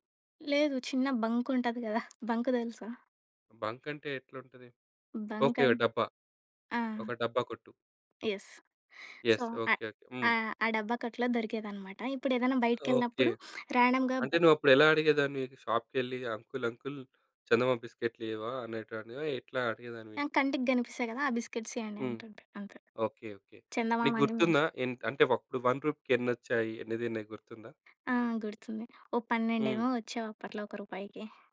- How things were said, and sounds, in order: in English: "బంక్"; in English: "బంక్"; in English: "బంక్"; in English: "బంక్"; in English: "యెస్. సో"; in English: "యెస్"; sniff; in English: "రాండమ్‌గా"; other background noise; in English: "బిస్కిట్స్"; in English: "వన్ రుపీకి"
- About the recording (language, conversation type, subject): Telugu, podcast, ఏ రుచి మీకు ఒకప్పటి జ్ఞాపకాన్ని గుర్తుకు తెస్తుంది?